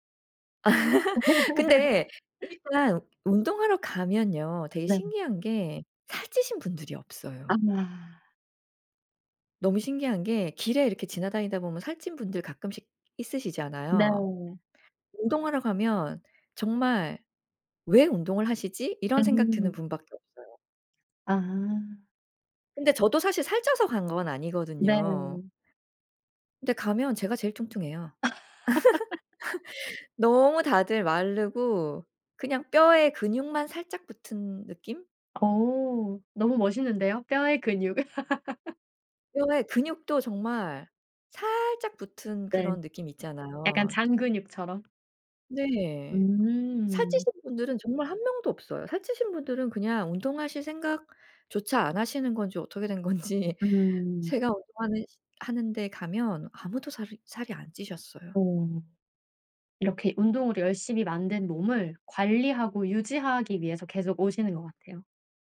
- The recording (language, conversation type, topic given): Korean, podcast, 꾸준함을 유지하는 비결이 있나요?
- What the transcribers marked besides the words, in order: laugh; laugh; laugh; laughing while speaking: "건지"